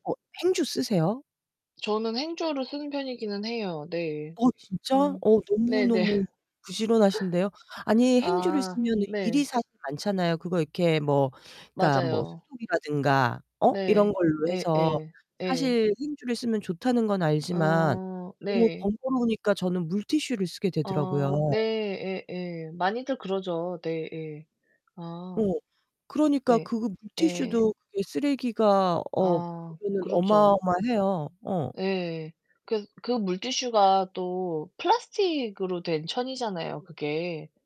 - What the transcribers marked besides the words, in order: other background noise; laughing while speaking: "네네"; distorted speech
- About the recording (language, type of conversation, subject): Korean, unstructured, 쓰레기를 줄이는 가장 쉬운 방법은 무엇이라고 생각하시나요?